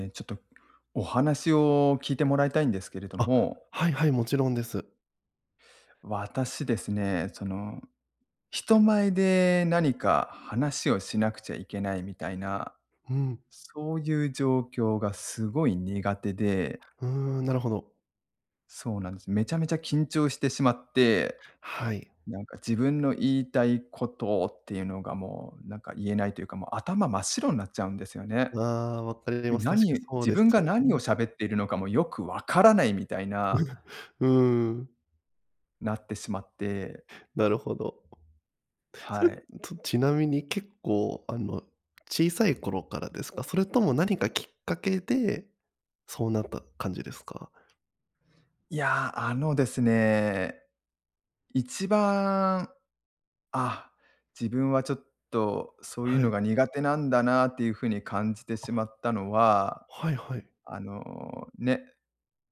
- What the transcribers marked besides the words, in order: chuckle
- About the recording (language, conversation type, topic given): Japanese, advice, プレゼンや面接など人前で極度に緊張してしまうのはどうすれば改善できますか？